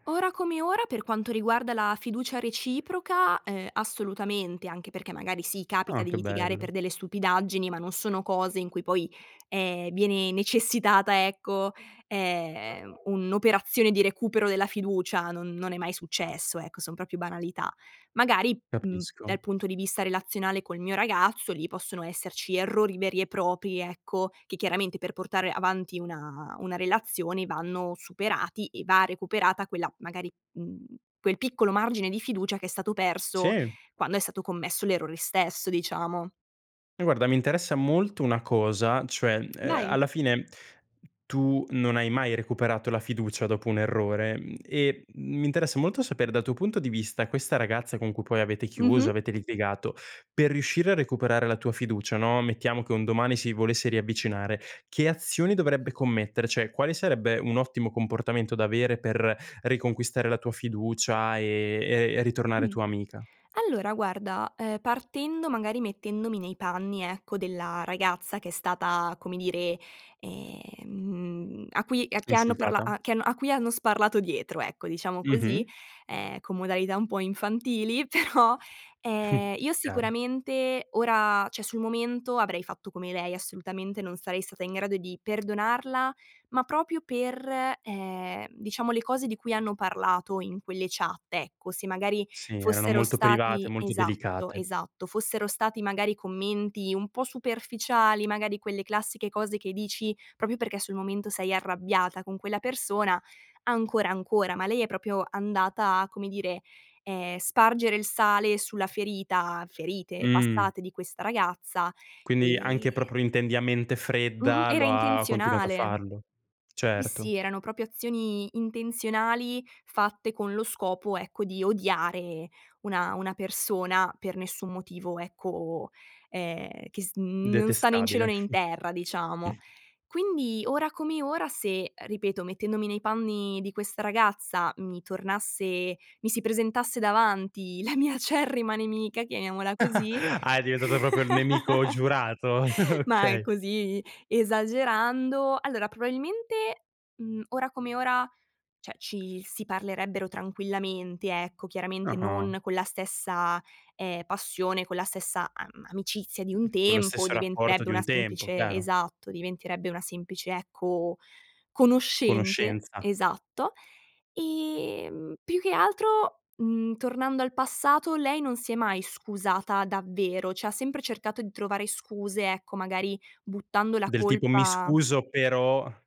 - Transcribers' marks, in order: other background noise; "proprio" said as "propio"; "propri" said as "propi"; tapping; "Cioè" said as "ceh"; throat clearing; laughing while speaking: "però"; scoff; "cioè" said as "ceh"; "proprio" said as "propio"; "proprio" said as "propio"; "proprio" said as "propio"; "Sì" said as "ì"; "proprio" said as "propio"; scoff; other noise; "panni" said as "pamni"; laughing while speaking: "la mia"; chuckle; background speech; "proprio" said as "propo"; laugh; chuckle; laughing while speaking: "okay"; "cioè" said as "ceh"; "cioè" said as "ceh"
- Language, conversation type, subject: Italian, podcast, Come si può ricostruire la fiducia dopo un errore?